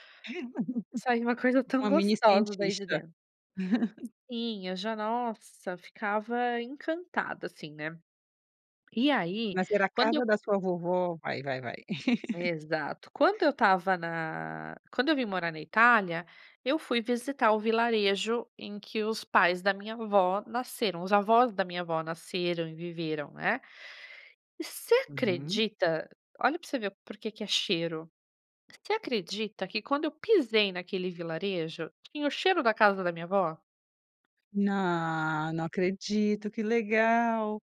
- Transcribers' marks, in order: laugh; laugh; laugh; tapping; drawn out: "Nã"
- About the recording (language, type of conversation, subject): Portuguese, podcast, Que comida faz você se sentir em casa só de pensar nela?